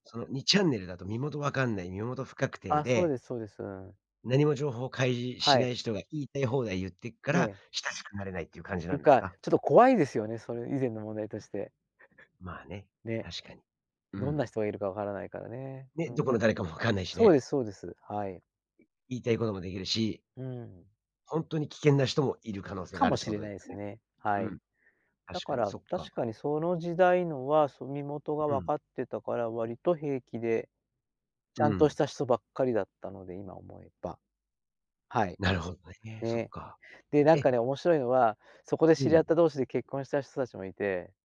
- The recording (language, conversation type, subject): Japanese, podcast, オンラインで築く親しさと実際に会って築く親しさには、どんな違いがありますか？
- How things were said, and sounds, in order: giggle; other noise